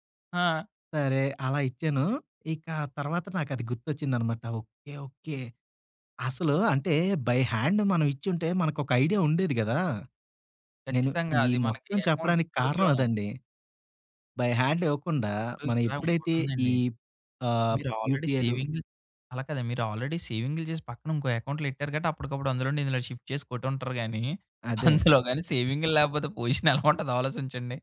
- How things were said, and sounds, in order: tapping; in English: "బై హ్యాండ్"; in English: "అకౌంట్"; in English: "బై హ్యాండ్"; in English: "ఆల్రెడీ సేవింగ్"; in English: "ఆల్రెడీ"; in English: "షిఫ్ట్"; laughing while speaking: "అందులోగానీ"; giggle; laughing while speaking: "పోజిషన్"; in English: "పోజిషన్"
- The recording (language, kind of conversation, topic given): Telugu, podcast, పేపర్లు, బిల్లులు, రశీదులను మీరు ఎలా క్రమబద్ధం చేస్తారు?